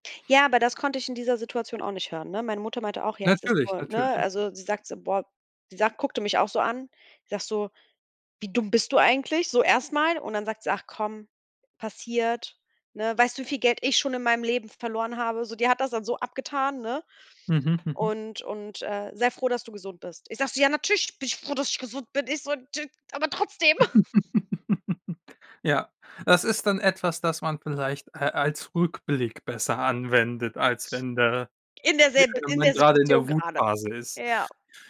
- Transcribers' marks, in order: angry: "Ja natürlich, bin ich froh … so: aber trotzdem"; unintelligible speech; chuckle
- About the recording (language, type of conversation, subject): German, podcast, Was hilft dir, nach einem Fehltritt wieder klarzukommen?